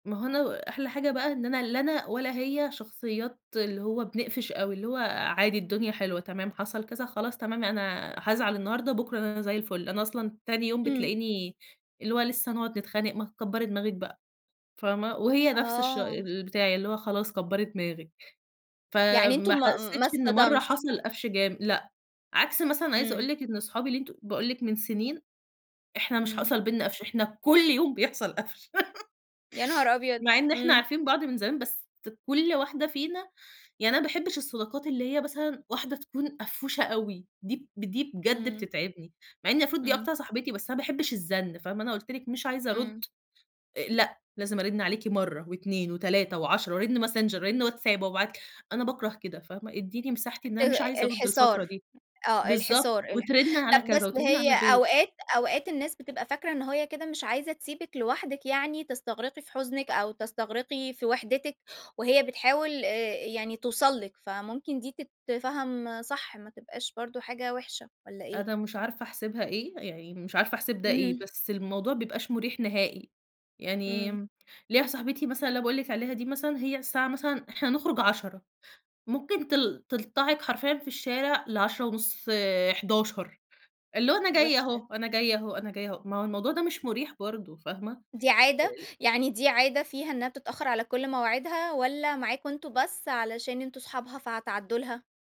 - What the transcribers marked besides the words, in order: laugh; tapping
- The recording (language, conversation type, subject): Arabic, podcast, احكيلي عن قصة صداقة عمرك ما هتنساها؟